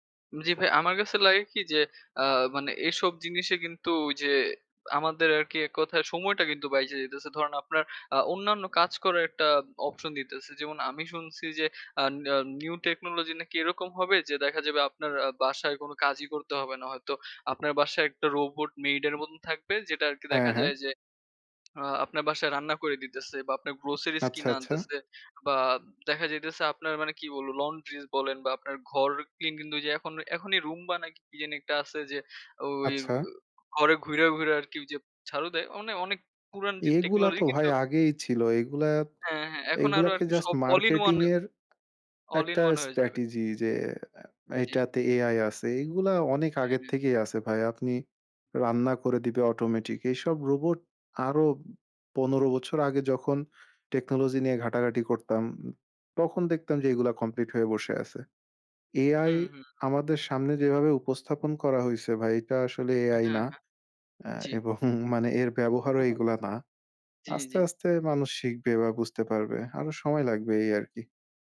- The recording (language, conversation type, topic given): Bengali, unstructured, আপনার জীবনে প্রযুক্তি সবচেয়ে বড় কোন ইতিবাচক পরিবর্তন এনেছে?
- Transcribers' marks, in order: other background noise; tapping